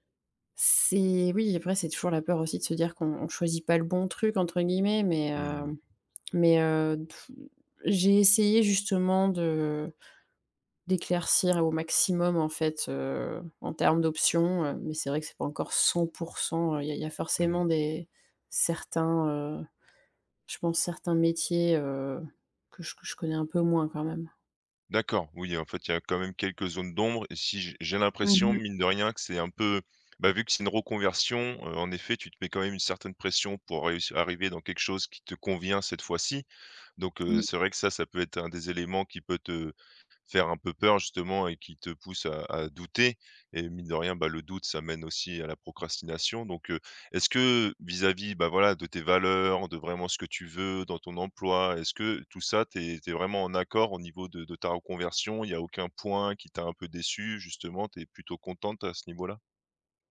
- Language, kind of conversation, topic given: French, advice, Comment la procrastination vous empêche-t-elle d’avancer vers votre but ?
- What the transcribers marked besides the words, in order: tapping; other background noise